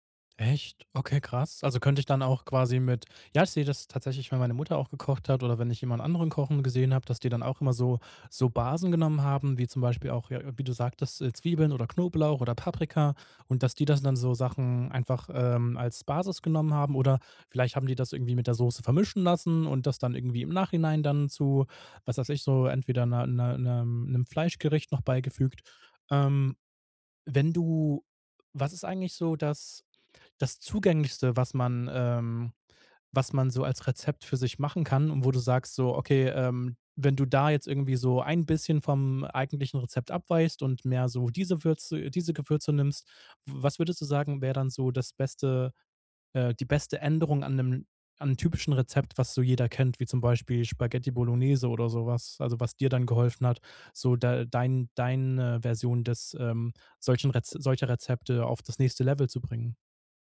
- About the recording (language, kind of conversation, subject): German, podcast, Wie würzt du, ohne nach Rezept zu kochen?
- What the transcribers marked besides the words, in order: other background noise